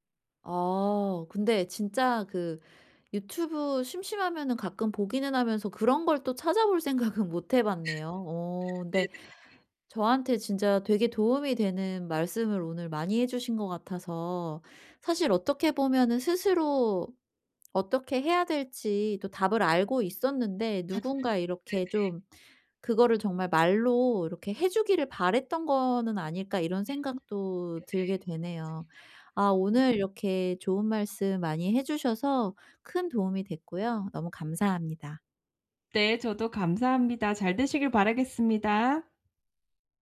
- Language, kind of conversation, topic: Korean, advice, 운동을 중단한 뒤 다시 동기를 유지하려면 어떻게 해야 하나요?
- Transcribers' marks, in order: laugh; other background noise